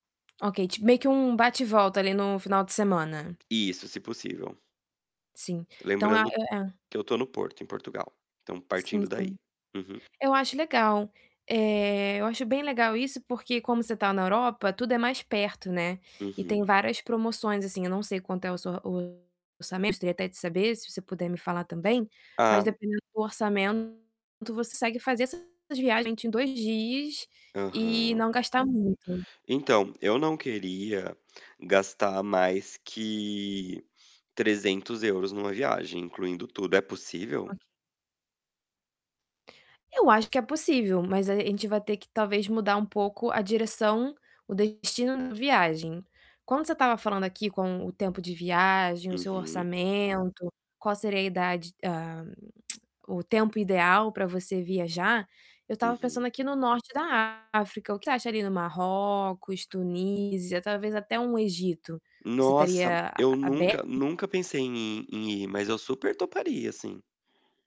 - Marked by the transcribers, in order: tapping; distorted speech; static; tongue click; other background noise
- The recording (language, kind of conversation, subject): Portuguese, advice, Como posso planejar e fazer o orçamento de uma viagem sem estresse?